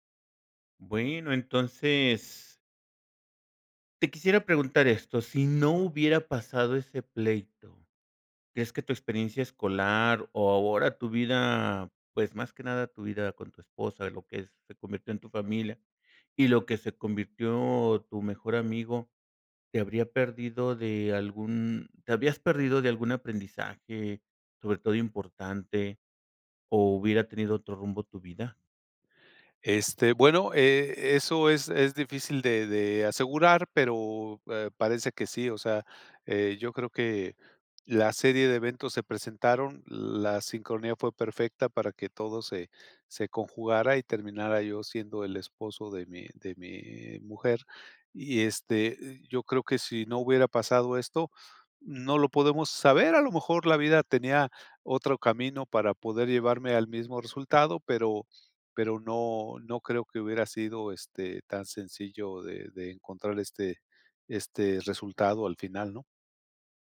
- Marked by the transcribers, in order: other background noise
- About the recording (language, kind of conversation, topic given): Spanish, podcast, ¿Alguna vez un error te llevó a algo mejor?
- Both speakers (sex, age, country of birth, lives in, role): male, 55-59, Mexico, Mexico, host; male, 60-64, Mexico, Mexico, guest